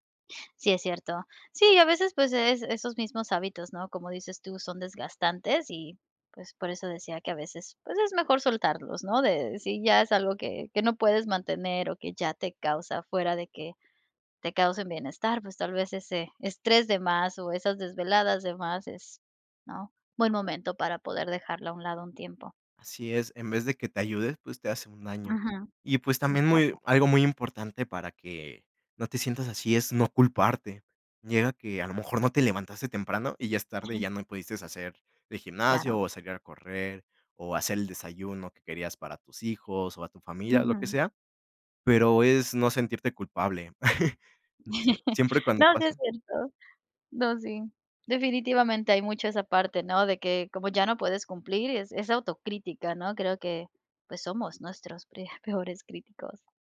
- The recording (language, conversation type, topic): Spanish, podcast, ¿Qué haces cuando pierdes motivación para seguir un hábito?
- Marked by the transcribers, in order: chuckle; tapping